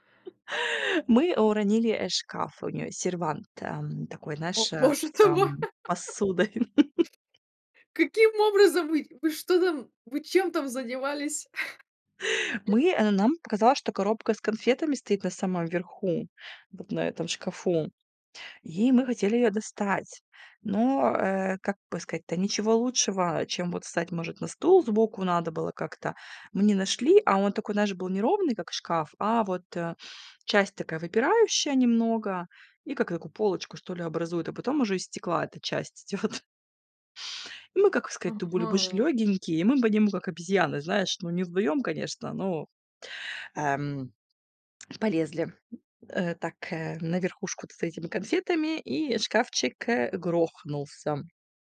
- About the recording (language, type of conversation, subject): Russian, podcast, Какие приключения из детства вам запомнились больше всего?
- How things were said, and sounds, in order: tapping; chuckle; laughing while speaking: "боже ты мой!"; laughing while speaking: "посудой"; other background noise; laugh; chuckle; other noise; laughing while speaking: "идет"; "мы" said as "бы"; lip smack